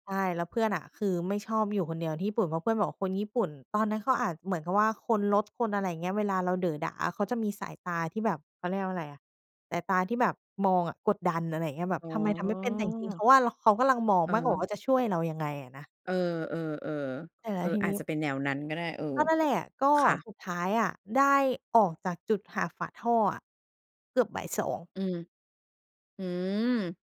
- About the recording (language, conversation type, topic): Thai, podcast, มีเหตุการณ์ไหนที่เพื่อนร่วมเดินทางทำให้การเดินทางลำบากบ้างไหม?
- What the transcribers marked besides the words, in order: none